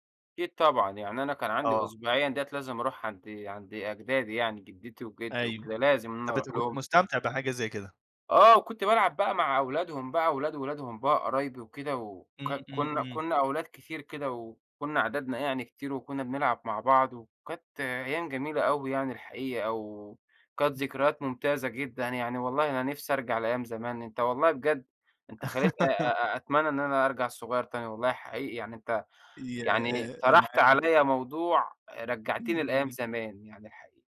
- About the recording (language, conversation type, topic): Arabic, podcast, إزاي كان بيبقى شكل يوم العطلة عندك وإنت صغير؟
- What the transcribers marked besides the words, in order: tapping; laugh